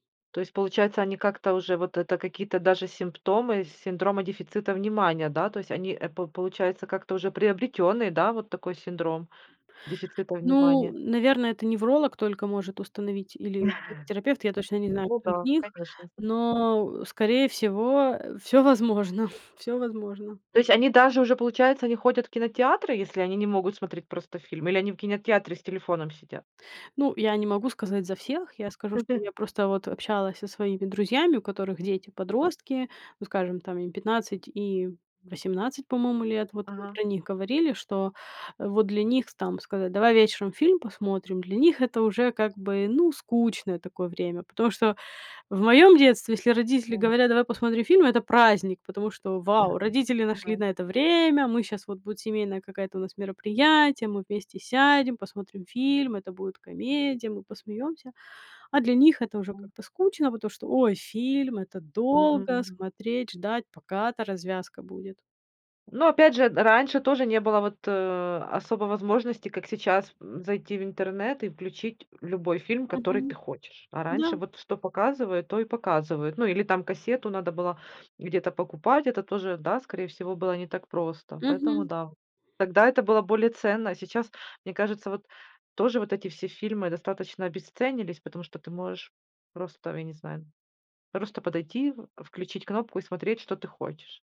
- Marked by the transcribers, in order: chuckle; other background noise; laughing while speaking: "всё возможно"; chuckle; other noise; unintelligible speech
- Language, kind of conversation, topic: Russian, podcast, Что вы думаете о влиянии экранов на сон?